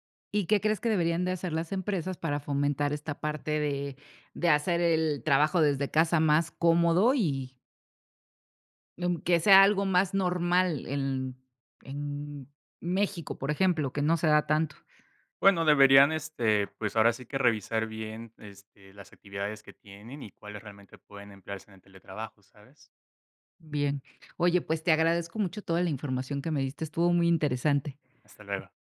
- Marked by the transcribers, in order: other background noise
- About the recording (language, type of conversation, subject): Spanish, podcast, ¿Qué opinas del teletrabajo frente al trabajo en la oficina?
- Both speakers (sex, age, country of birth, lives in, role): female, 50-54, Mexico, Mexico, host; male, 30-34, Mexico, Mexico, guest